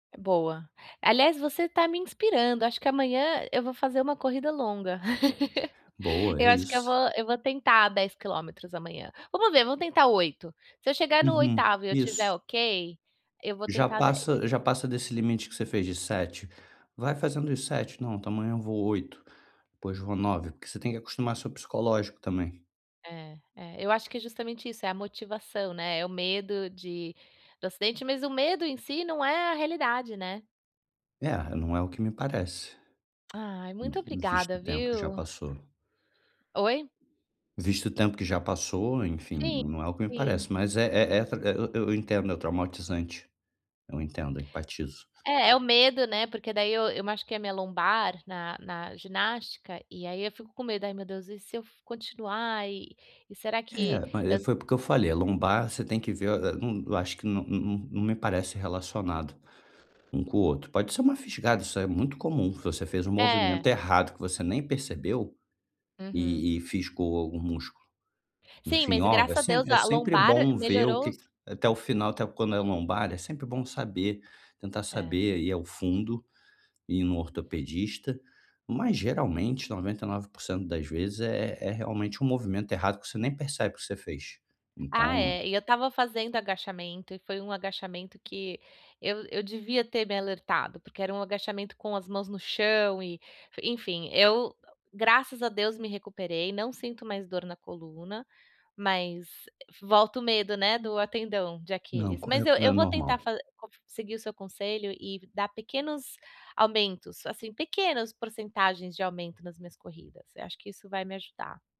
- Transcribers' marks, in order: laugh; tapping; "tendão" said as "atendão"
- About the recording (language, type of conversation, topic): Portuguese, advice, Como posso manter a motivação durante a reabilitação?